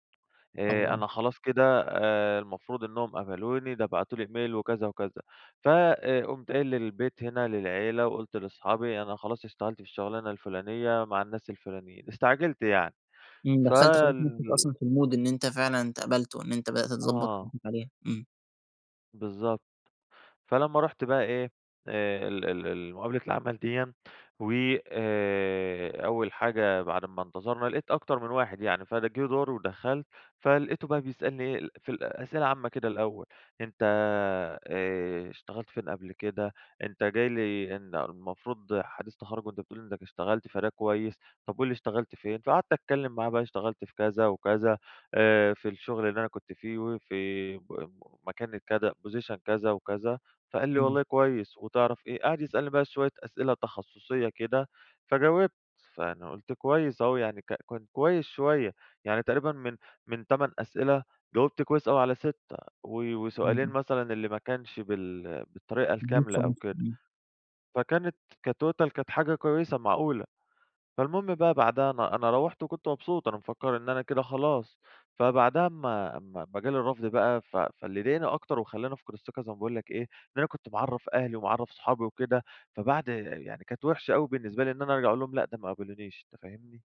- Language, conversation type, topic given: Arabic, advice, إزاي أتعامل مع فقدان الثقة في نفسي بعد ما شغلي اتنقد أو اترفض؟
- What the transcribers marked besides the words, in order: in English: "إيميل"; in English: "المود"; in English: "position"; in English: "كtotal"; unintelligible speech